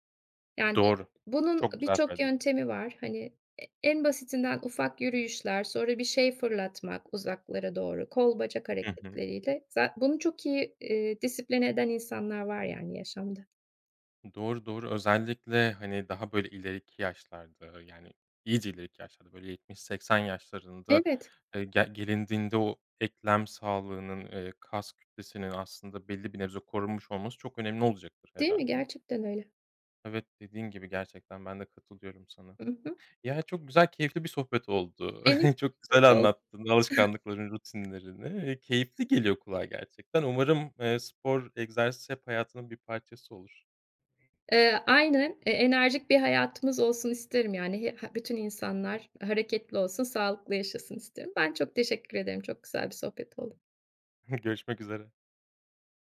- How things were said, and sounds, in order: other background noise; unintelligible speech; chuckle; laughing while speaking: "Çok güzel anlattın alışkanlıklarını rutinlerini"; unintelligible speech; chuckle; chuckle
- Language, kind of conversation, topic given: Turkish, podcast, Egzersizi günlük rutine dahil etmenin kolay yolları nelerdir?